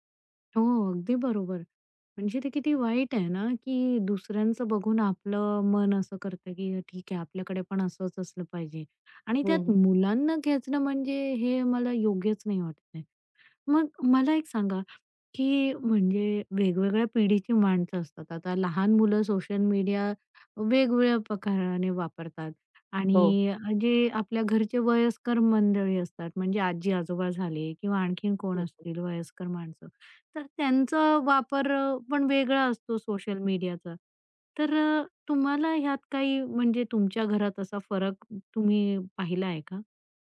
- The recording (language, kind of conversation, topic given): Marathi, podcast, सोशल मीडियामुळे मैत्री आणि कौटुंबिक नात्यांवर तुम्हाला कोणते परिणाम दिसून आले आहेत?
- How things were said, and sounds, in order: tapping; other background noise